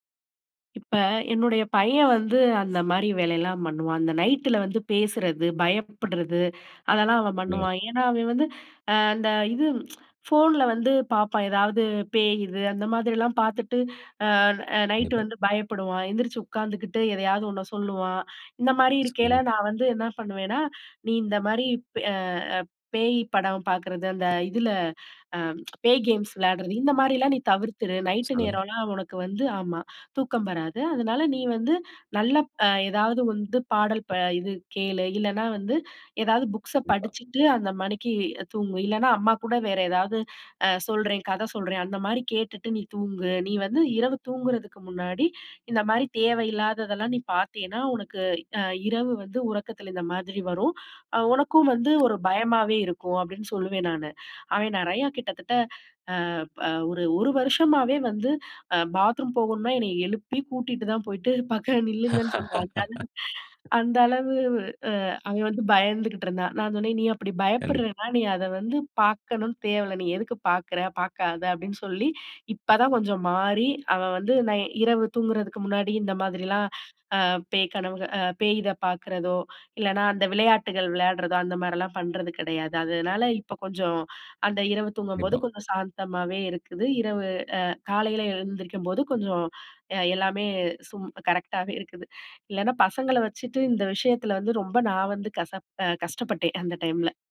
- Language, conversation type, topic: Tamil, podcast, மிதமான உறக்கம் உங்கள் நாளை எப்படி பாதிக்கிறது என்று நீங்கள் நினைக்கிறீர்களா?
- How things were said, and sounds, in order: other background noise; tsk; other noise; unintelligible speech; laugh